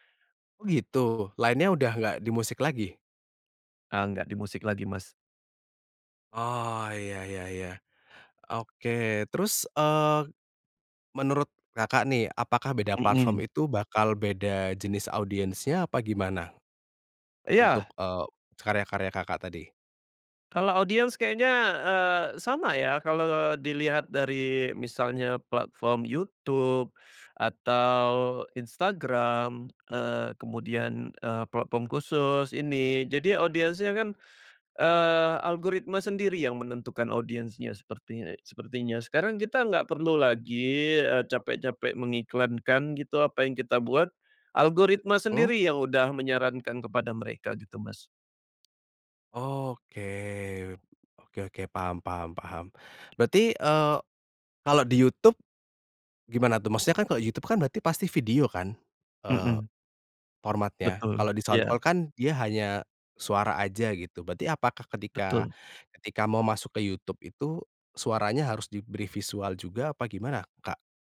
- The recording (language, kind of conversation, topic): Indonesian, podcast, Bagaimana kamu memilih platform untuk membagikan karya?
- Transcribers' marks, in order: other background noise